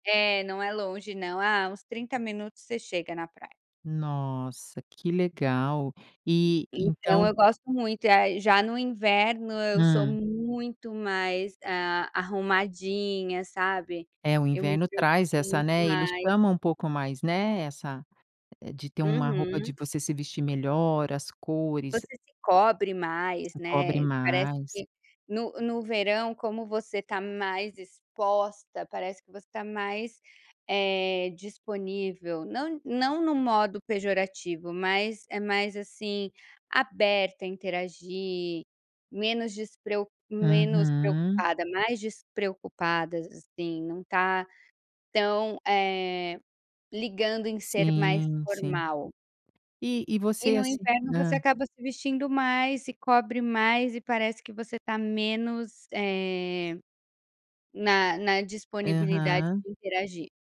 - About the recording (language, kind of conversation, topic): Portuguese, podcast, Qual peça nunca falta no seu guarda-roupa?
- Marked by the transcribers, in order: none